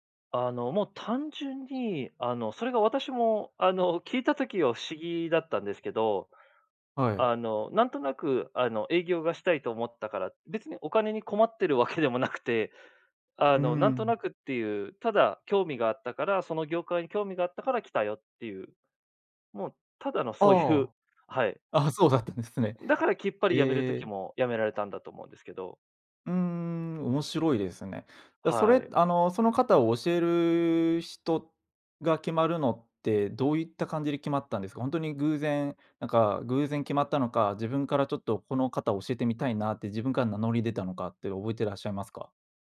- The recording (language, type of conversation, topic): Japanese, podcast, 偶然の出会いで人生が変わったことはありますか？
- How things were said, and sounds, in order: none